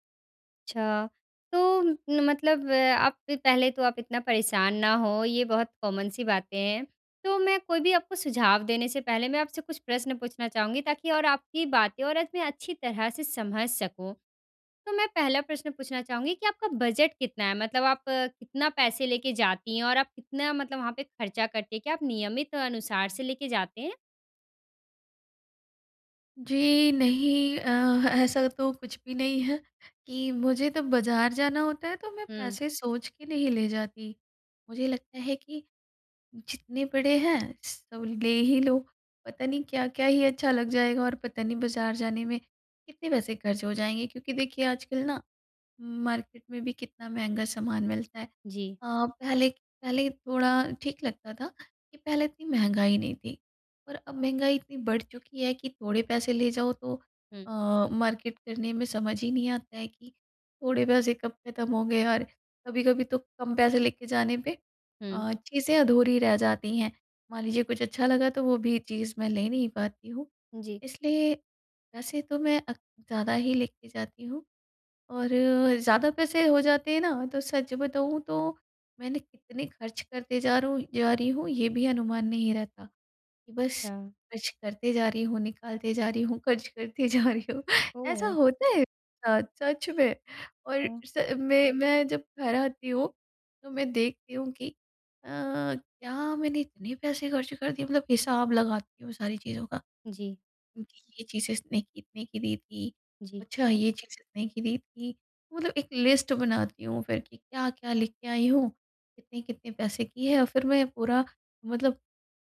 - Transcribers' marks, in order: in English: "कॉमन"; in English: "मार्केट"; in English: "मार्केट"; laughing while speaking: "करते जा रही हूँ"
- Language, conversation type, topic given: Hindi, advice, खरीदारी के बाद पछतावे से बचने और सही फैशन विकल्प चुनने की रणनीति